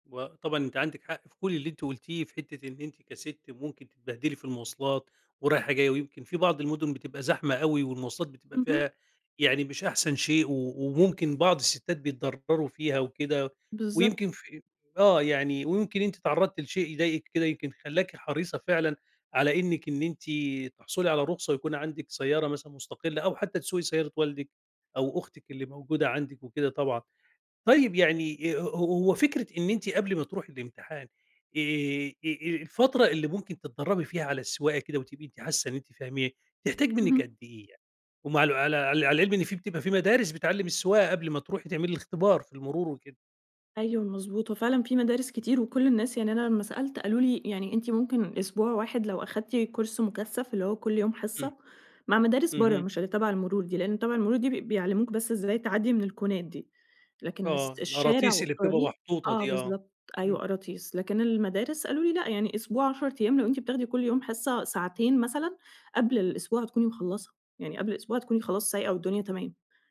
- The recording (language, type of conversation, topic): Arabic, advice, إزاي أتعامل مع قلقي من امتحان أو رخصة مهمّة وخوفي من إني أرسب؟
- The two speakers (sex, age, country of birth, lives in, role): female, 30-34, United States, Egypt, user; male, 50-54, Egypt, Egypt, advisor
- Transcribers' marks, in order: in English: "كورس"; in English: "الكونات"